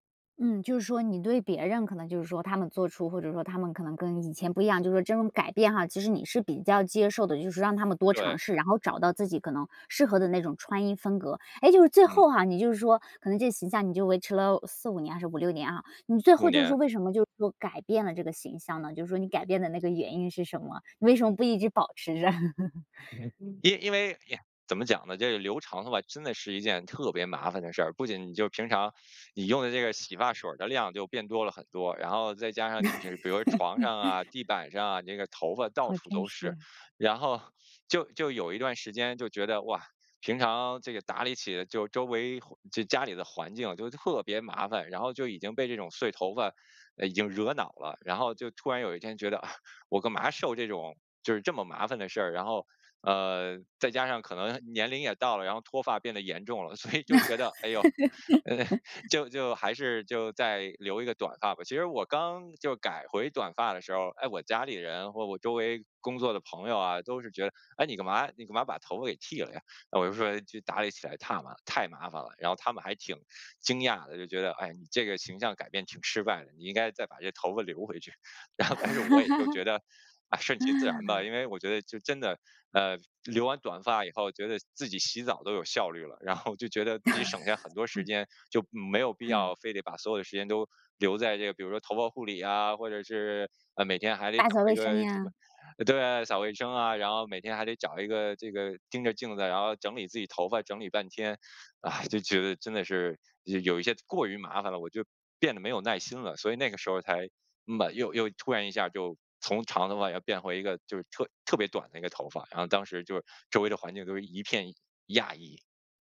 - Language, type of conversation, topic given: Chinese, podcast, 你能分享一次改变形象的经历吗？
- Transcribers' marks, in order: other background noise; unintelligible speech; chuckle; teeth sucking; chuckle; laughing while speaking: "所以"; laugh; laughing while speaking: "呃"; laugh; laughing while speaking: "然后"; laughing while speaking: "后"; laugh